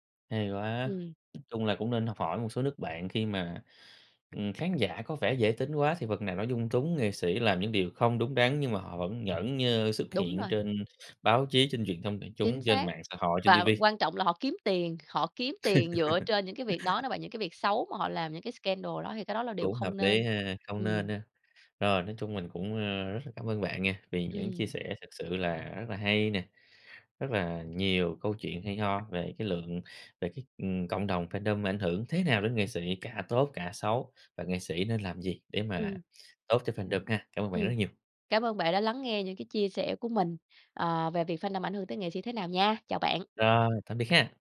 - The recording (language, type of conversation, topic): Vietnamese, podcast, Bạn cảm nhận fandom ảnh hưởng tới nghệ sĩ thế nào?
- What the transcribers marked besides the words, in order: tapping; other background noise; laugh; in English: "fandom"; in English: "fandom"